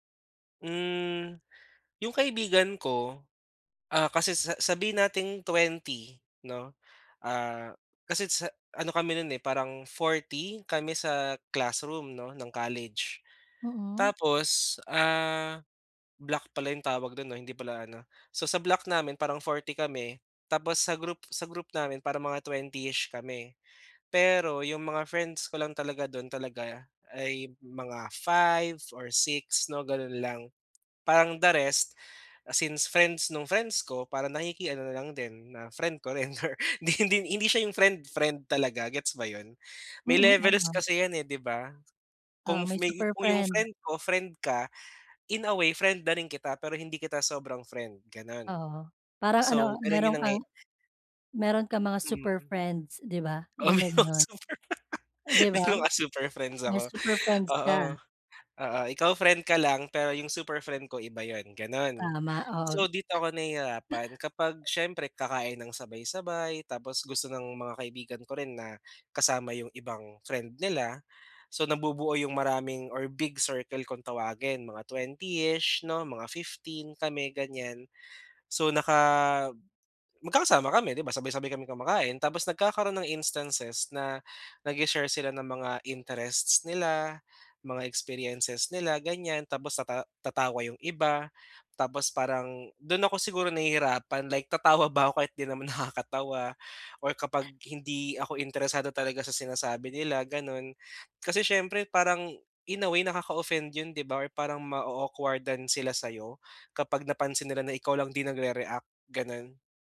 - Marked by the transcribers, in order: tapping; laughing while speaking: "ko rin or hindi hindi"; unintelligible speech; laughing while speaking: "Oo, may mga super pa may mga super friends ako"; laughing while speaking: "tatawa ba 'ko kahit di naman nakakatawa"
- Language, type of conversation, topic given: Filipino, advice, Paano ako mananatiling totoo sa sarili habang nakikisama sa mga kaibigan?